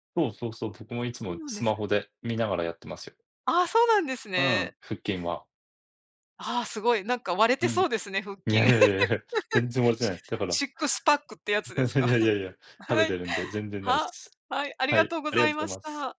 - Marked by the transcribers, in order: other noise; tapping; laugh; chuckle; laughing while speaking: "はい"
- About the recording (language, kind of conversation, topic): Japanese, unstructured, 体を動かすことの楽しさは何だと思いますか？